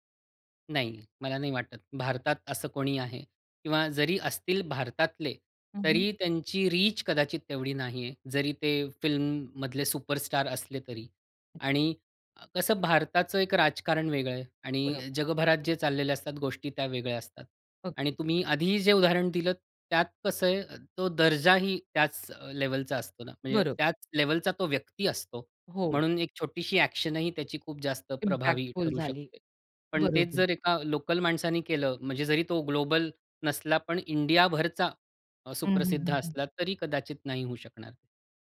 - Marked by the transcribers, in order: in English: "रीच"; other background noise; in English: "एक्शन"; in English: "इम्पॅक्टफुल"; in English: "ग्लोबल"
- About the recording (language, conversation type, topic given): Marathi, podcast, लोकल इन्फ्लुएंसर आणि ग्लोबल स्टारमध्ये फरक कसा वाटतो?